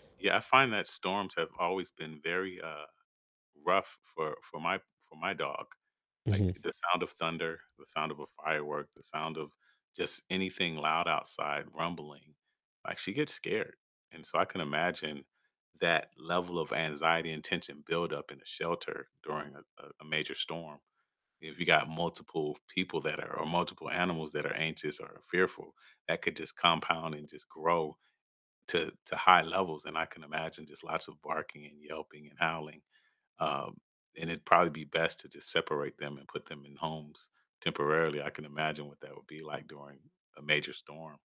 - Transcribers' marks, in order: static; other background noise; distorted speech
- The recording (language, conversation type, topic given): English, unstructured, How do you feel about people abandoning pets they no longer want?
- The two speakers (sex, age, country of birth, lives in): male, 25-29, Mexico, United States; male, 50-54, United States, United States